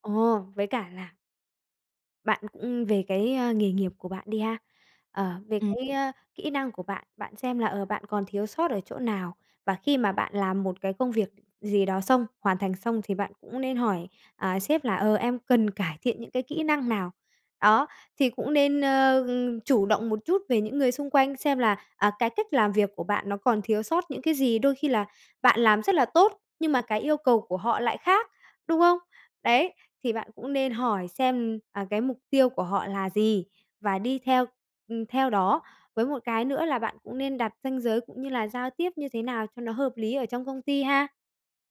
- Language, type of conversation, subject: Vietnamese, advice, Làm sao ứng phó khi công ty tái cấu trúc khiến đồng nghiệp nghỉ việc và môi trường làm việc thay đổi?
- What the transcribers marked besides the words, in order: tapping; other background noise